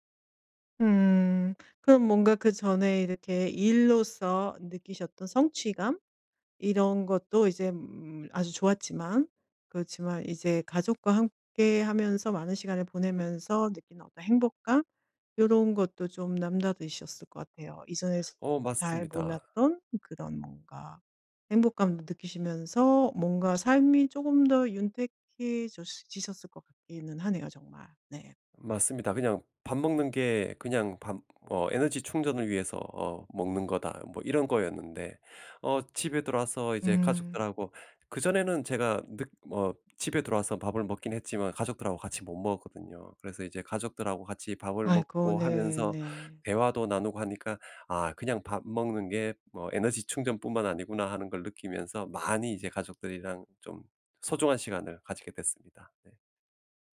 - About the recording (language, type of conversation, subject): Korean, podcast, 일과 개인 생활의 균형을 어떻게 관리하시나요?
- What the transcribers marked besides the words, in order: none